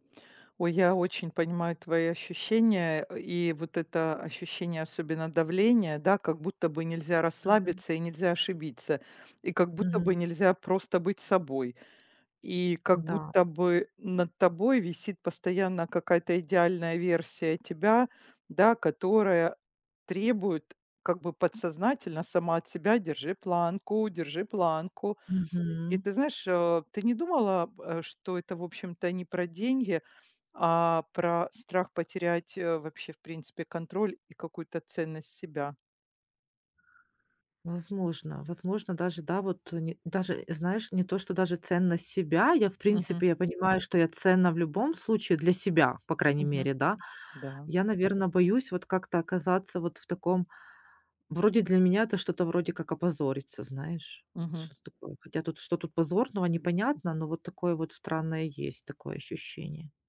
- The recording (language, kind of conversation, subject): Russian, advice, Как вы переживаете ожидание, что должны всегда быть успешным и финансово обеспеченным?
- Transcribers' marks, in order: other background noise; tapping